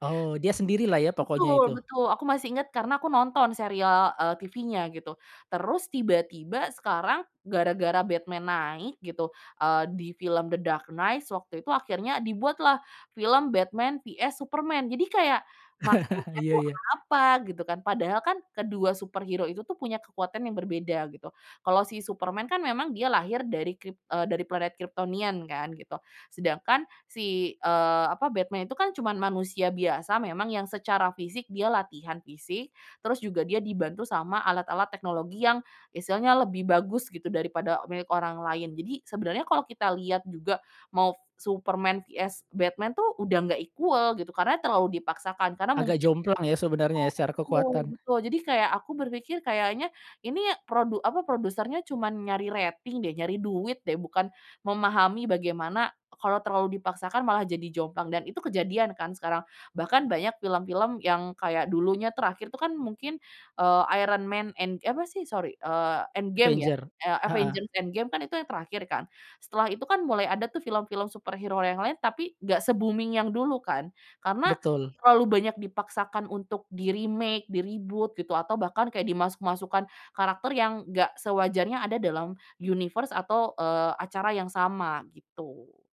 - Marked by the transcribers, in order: chuckle; in English: "superhero"; in English: "equal"; in English: "superhero"; in English: "se-booming"; in English: "di-remake, di-reboot"; in English: "universe"
- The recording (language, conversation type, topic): Indonesian, podcast, Mengapa banyak acara televisi dibuat ulang atau dimulai ulang?